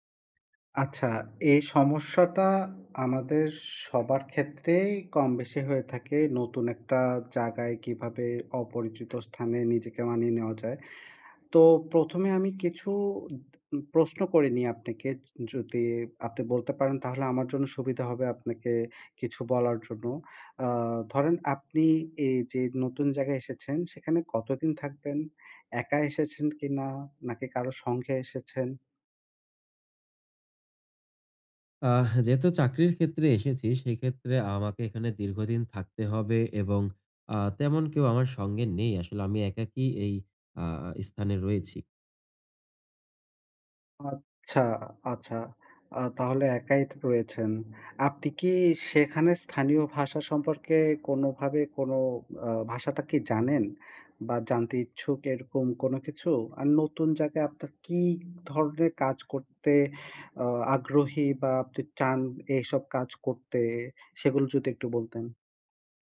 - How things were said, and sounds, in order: other background noise; tapping; "জায়গায়" said as "জাগায়"
- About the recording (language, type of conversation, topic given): Bengali, advice, অপরিচিত জায়গায় আমি কীভাবে দ্রুত মানিয়ে নিতে পারি?